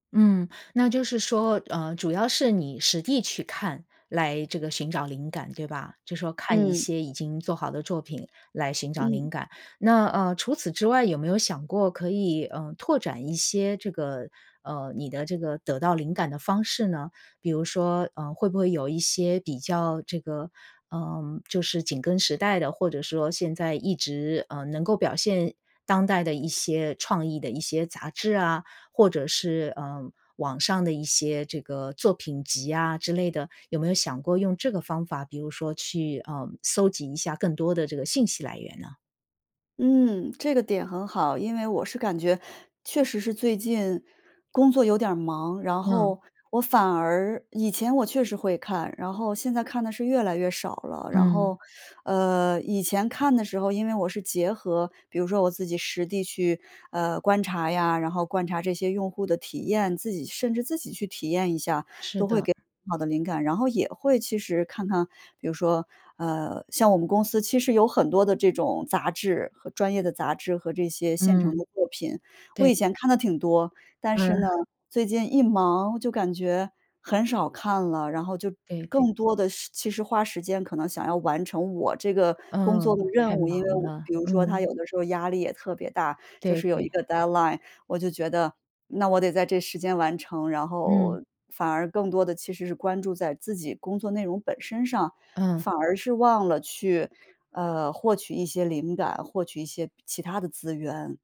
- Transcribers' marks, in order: tapping; in English: "deadline"; other background noise
- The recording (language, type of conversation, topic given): Chinese, advice, 当你遇到创意重复、找不到新角度时，应该怎么做？